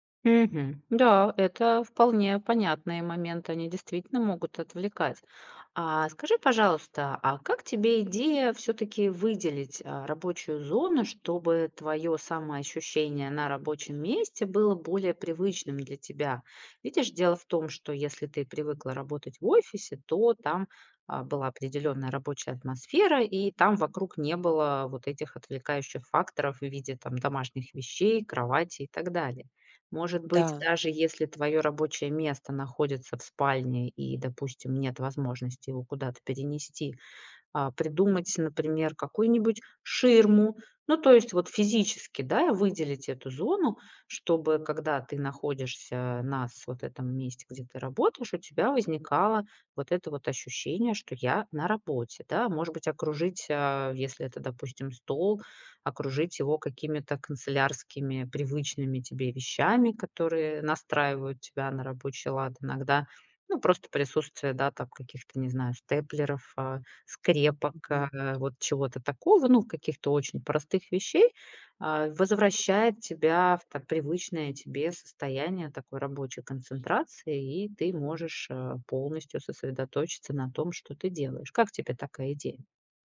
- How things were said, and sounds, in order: tapping; other background noise
- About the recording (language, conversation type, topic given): Russian, advice, Почему мне не удаётся придерживаться утренней или рабочей рутины?